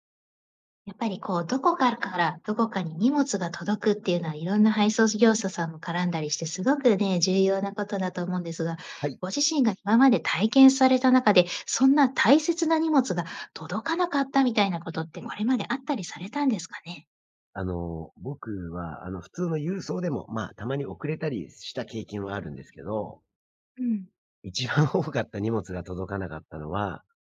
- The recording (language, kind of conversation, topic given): Japanese, podcast, 荷物が届かなかったとき、どう対応しましたか？
- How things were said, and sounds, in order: "事業者" said as "ずぎょうさ"